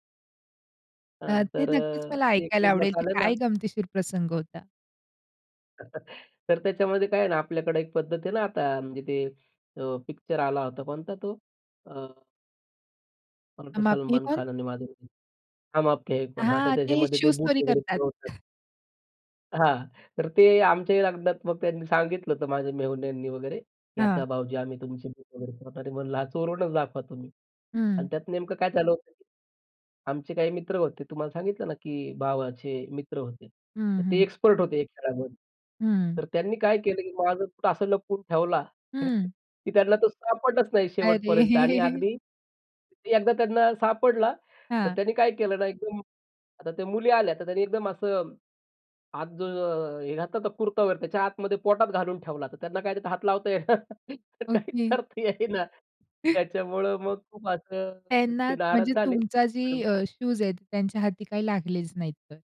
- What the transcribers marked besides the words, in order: unintelligible speech; tapping; chuckle; in Hindi: "हम आपके हैं कोन?"; chuckle; other noise; chuckle; laughing while speaking: "अरे"; chuckle; laughing while speaking: "तर त्यांना काय त्यात हात लावता येईना. तर काहीच करता येईना"; chuckle
- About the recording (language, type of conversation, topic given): Marathi, podcast, लग्नाचा दिवस तुमच्यासाठी कसा गेला?